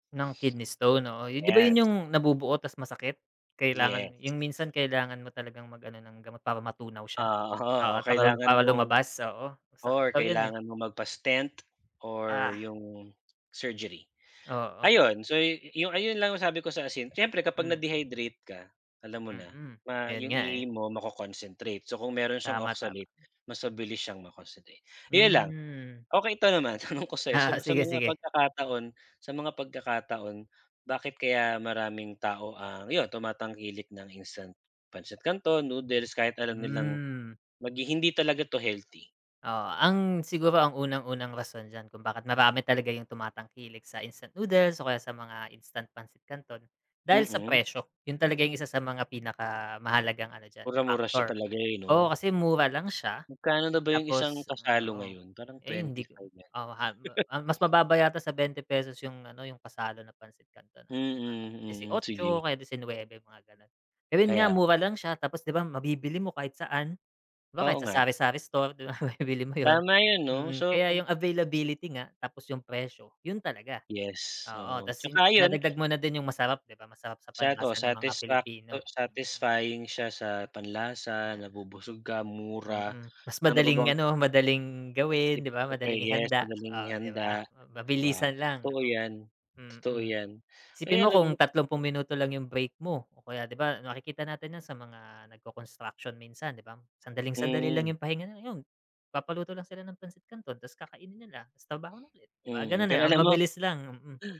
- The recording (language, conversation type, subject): Filipino, unstructured, Sa tingin mo ba nakasasama sa kalusugan ang pagkain ng instant noodles araw-araw?
- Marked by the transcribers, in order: tapping; other background noise; unintelligible speech; chuckle; laughing while speaking: "mabibili mo 'yon"; "totoo" said as "too"